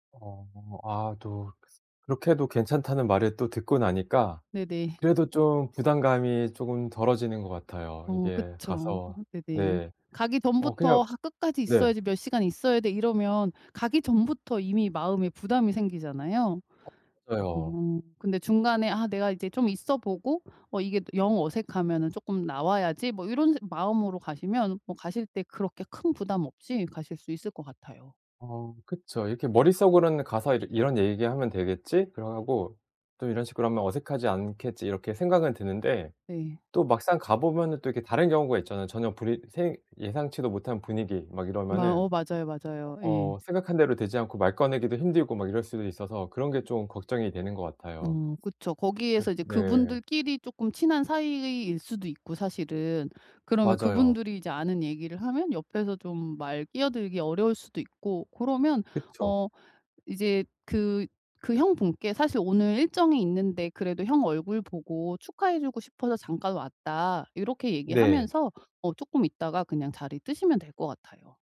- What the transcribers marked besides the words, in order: other background noise; tapping
- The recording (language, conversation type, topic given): Korean, advice, 모임에서 어색함 없이 대화를 자연스럽게 이어가려면 어떻게 해야 할까요?